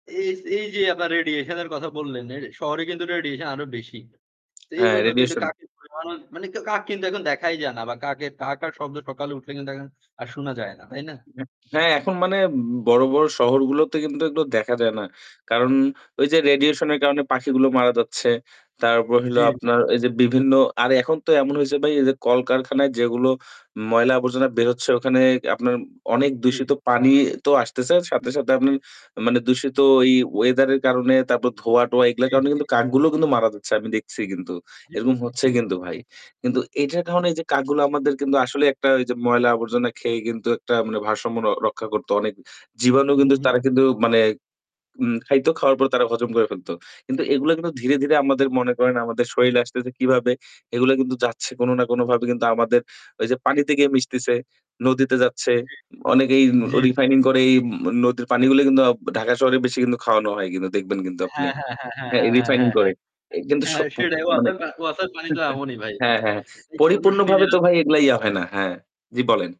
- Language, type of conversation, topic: Bengali, unstructured, প্রকৃতির পরিবর্তন আমাদের জীবনে কী প্রভাব ফেলে?
- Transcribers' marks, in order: tapping; unintelligible speech; other background noise; distorted speech; "শরীরে" said as "শরীলে"; static; laughing while speaking: "হ্যাঁ সেটাই"; "WASA" said as "ওয়াসেল"; chuckle; unintelligible speech